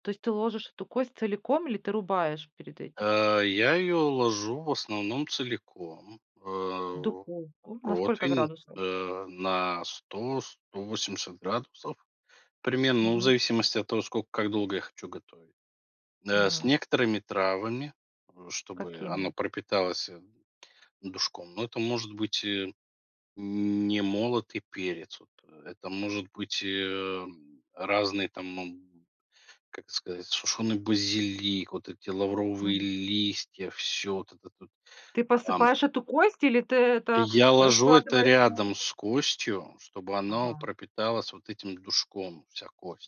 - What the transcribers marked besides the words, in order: tapping
- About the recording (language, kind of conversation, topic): Russian, podcast, Что самое важное нужно учитывать при приготовлении супов?